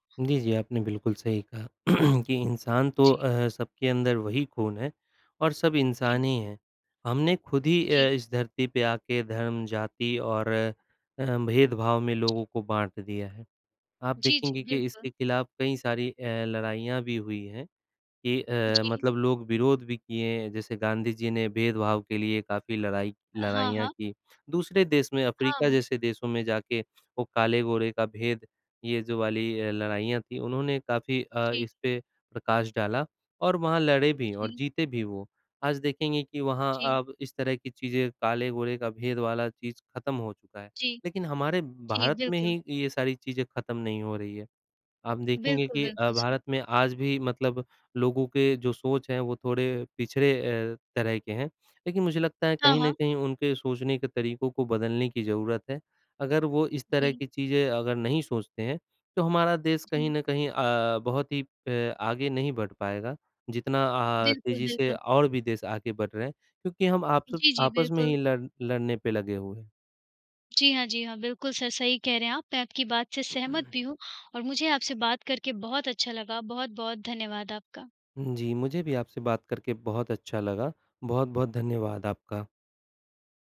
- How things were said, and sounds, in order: tapping; throat clearing; other background noise; in English: "सर"; in English: "सर"; throat clearing
- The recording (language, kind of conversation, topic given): Hindi, unstructured, धर्म के नाम पर लोग क्यों लड़ते हैं?